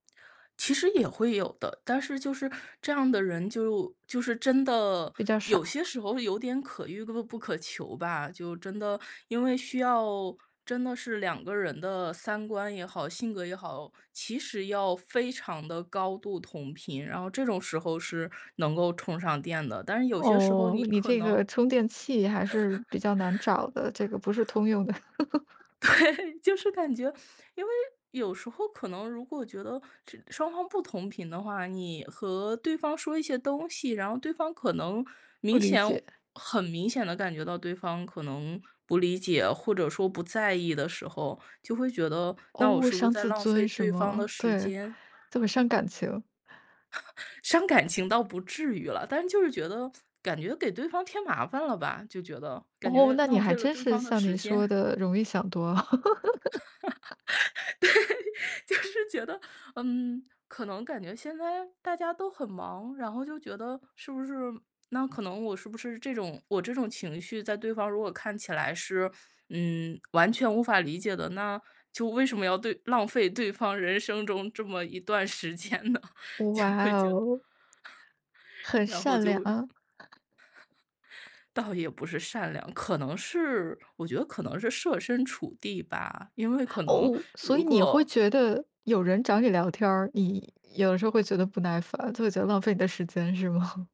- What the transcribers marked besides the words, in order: other background noise; dog barking; laugh; laughing while speaking: "对"; laugh; chuckle; laugh; laughing while speaking: "对，就是觉得"; laugh; laughing while speaking: "时间呢？"; chuckle; laughing while speaking: "吗？"
- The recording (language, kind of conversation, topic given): Chinese, podcast, 你如何区分“独处”和“孤独”？